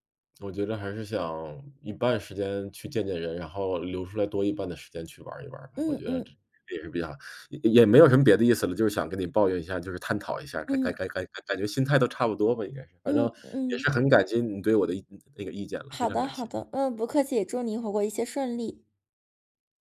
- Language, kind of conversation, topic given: Chinese, advice, 节日礼物开销让你压力很大，但又不想让家人失望时该怎么办？
- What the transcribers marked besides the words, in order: none